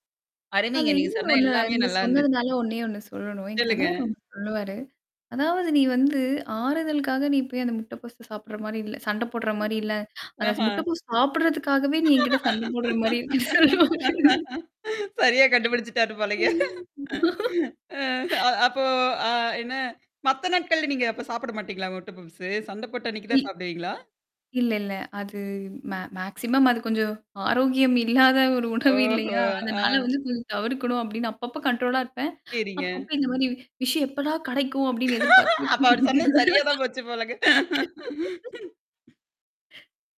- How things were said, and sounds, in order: swallow; distorted speech; other noise; laugh; laughing while speaking: "சரியா கண்டுபிடிச்சுட்டாரு போலங்க! அ அ அப்போ அ என்னா?"; laughing while speaking: "போடுற மாரி இரு"; laughing while speaking: "ம்"; static; in English: "மேக்ஸிமம்"; laughing while speaking: "ஆரோக்கியம் இல்லாத ஒரு உணவு இல்லையா?"; in English: "கண்ட்ரோலா"; laugh; laughing while speaking: "அப்ப அவரு சொன்னது சரியா தான் போச்சு போலங்க!"; laughing while speaking: "அப்படின்னு எதிர்பாத்து"; tapping; laugh
- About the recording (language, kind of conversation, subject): Tamil, podcast, உங்களுக்கு ஆறுதல் தரும் உணவு எது, அது ஏன் உங்களுக்கு ஆறுதலாக இருக்கிறது?